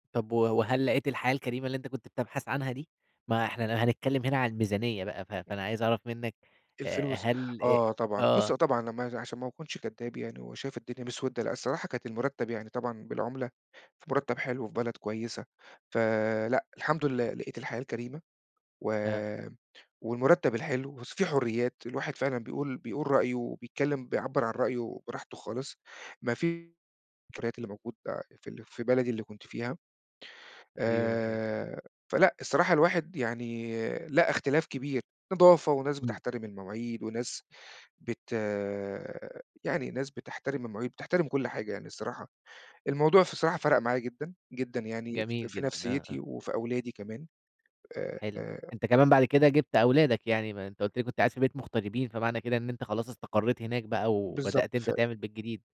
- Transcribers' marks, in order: tapping; unintelligible speech
- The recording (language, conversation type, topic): Arabic, podcast, ازاي ظبطت ميزانيتك في فترة انتقالك؟